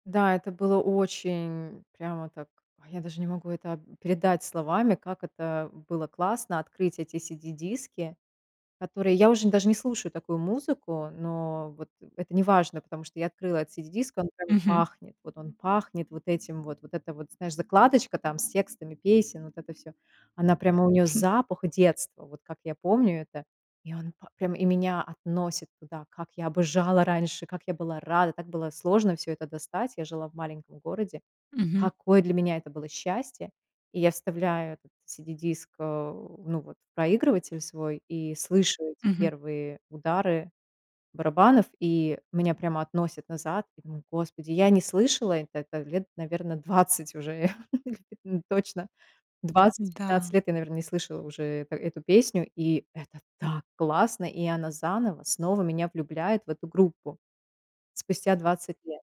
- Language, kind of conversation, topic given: Russian, podcast, Куда вы обычно обращаетесь за музыкой, когда хочется поностальгировать?
- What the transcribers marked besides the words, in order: chuckle; tapping; laugh; other background noise; stressed: "так"